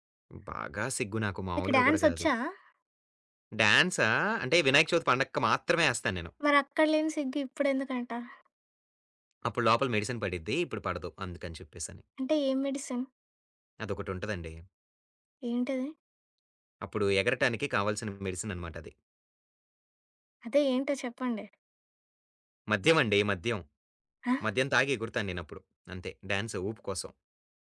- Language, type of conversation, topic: Telugu, podcast, కొత్త పాటలను సాధారణంగా మీరు ఎక్కడి నుంచి కనుగొంటారు?
- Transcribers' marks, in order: other background noise; tapping; in English: "మెడిసిన్"; in English: "మెడిసిన్?"